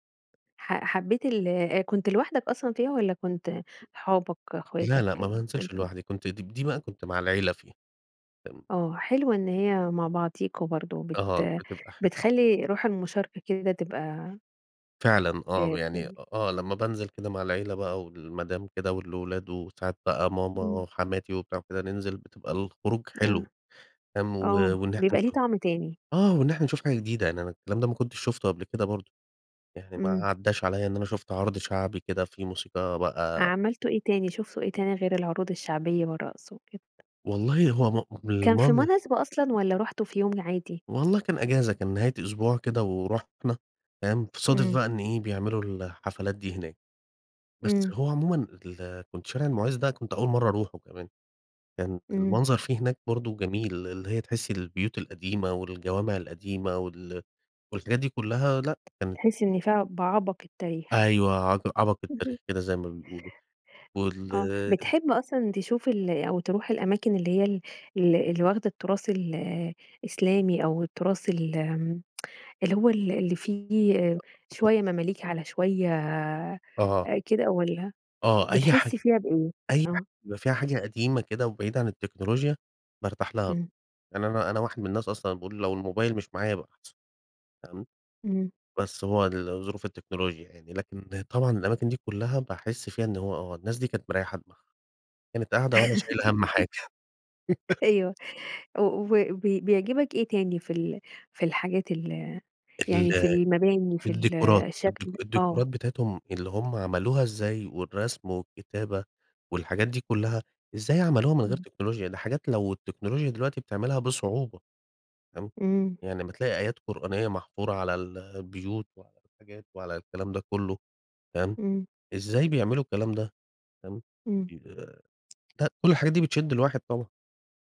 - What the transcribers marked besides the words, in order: unintelligible speech; tapping; unintelligible speech; other background noise; tsk; unintelligible speech; chuckle; laughing while speaking: "أيوه"; laugh; unintelligible speech
- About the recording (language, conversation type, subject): Arabic, podcast, ايه أحلى تجربة مشاهدة أثرت فيك ولسه فاكرها؟